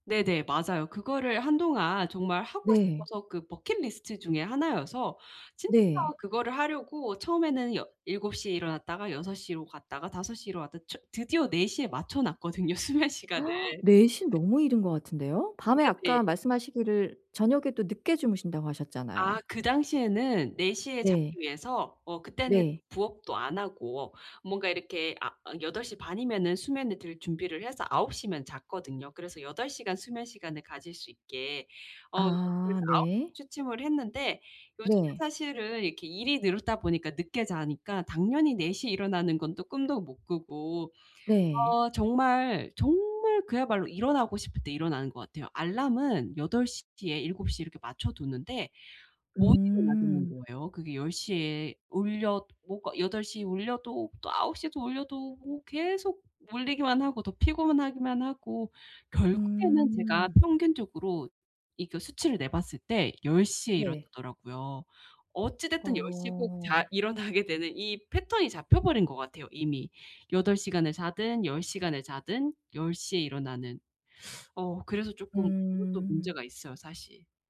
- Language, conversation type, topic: Korean, advice, 미래의 결과를 상상해 충동적인 선택을 줄이려면 어떻게 해야 하나요?
- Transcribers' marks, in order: in English: "bucket list"; gasp; laughing while speaking: "수면 시간을"; other background noise; laughing while speaking: "일어나게 되는"; teeth sucking